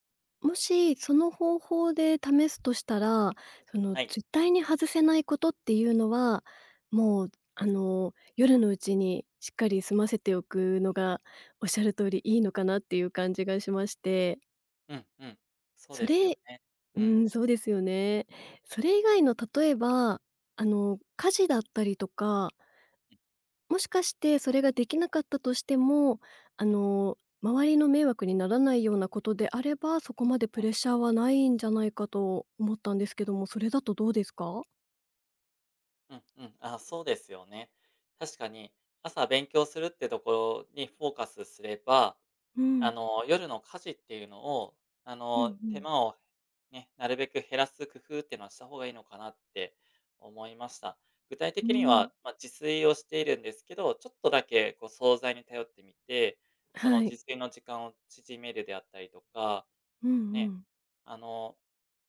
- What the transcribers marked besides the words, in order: tapping; other background noise
- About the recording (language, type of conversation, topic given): Japanese, advice, 朝起きられず、早起きを続けられないのはなぜですか？